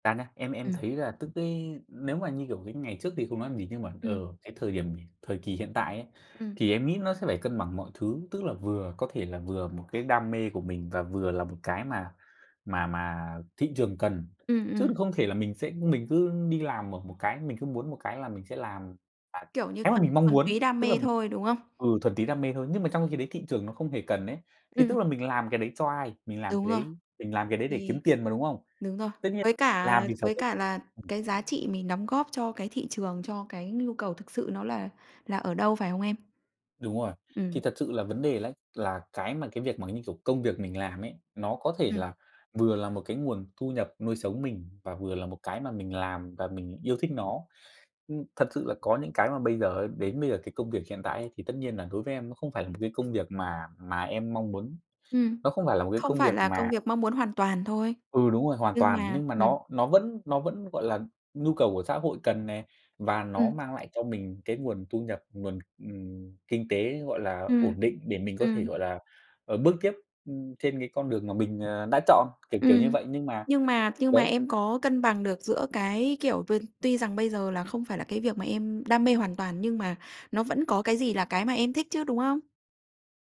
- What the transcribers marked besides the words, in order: tapping
- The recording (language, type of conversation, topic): Vietnamese, podcast, Bạn cân bằng giữa việc theo đuổi đam mê và đáp ứng nhu cầu thị trường như thế nào?